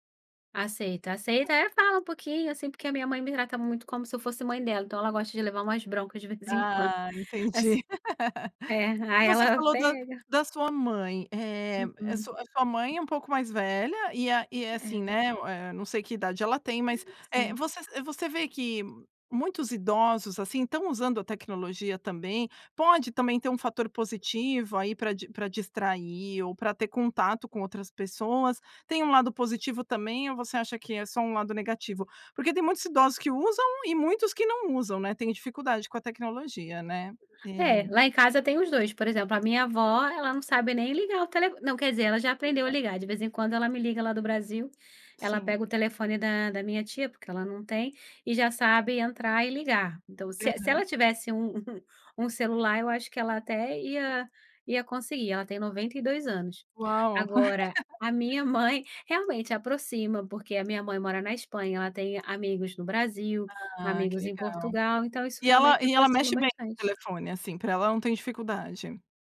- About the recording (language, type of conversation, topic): Portuguese, podcast, Você acha que as telas aproximam ou afastam as pessoas?
- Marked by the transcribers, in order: unintelligible speech; laugh; other noise; laugh